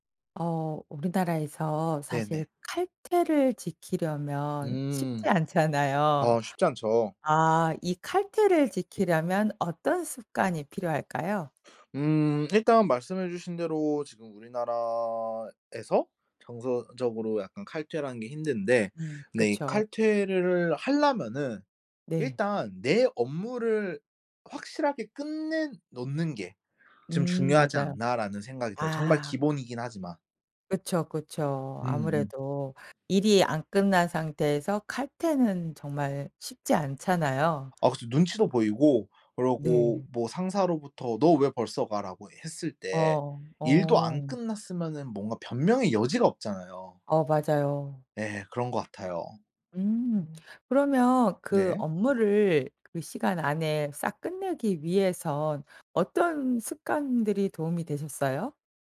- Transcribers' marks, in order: other background noise; tapping
- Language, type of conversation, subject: Korean, podcast, 칼퇴근을 지키려면 어떤 습관이 필요할까요?